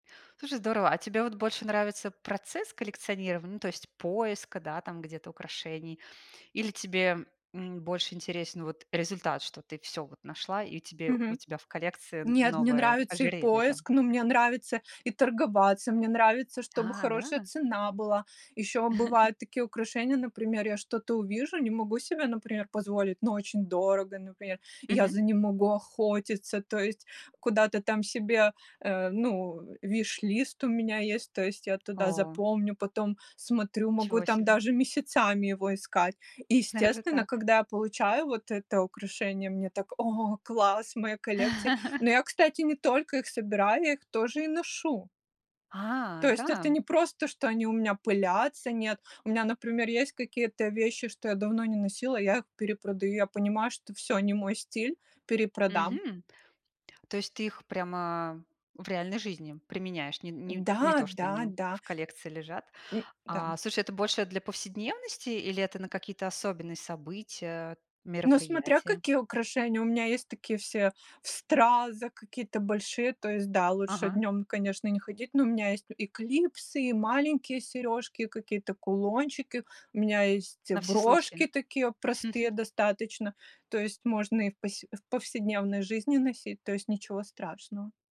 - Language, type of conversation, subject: Russian, podcast, Какое у вас любимое хобби и как и почему вы им увлеклись?
- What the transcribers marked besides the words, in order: chuckle; in English: "wishlist"; laugh; chuckle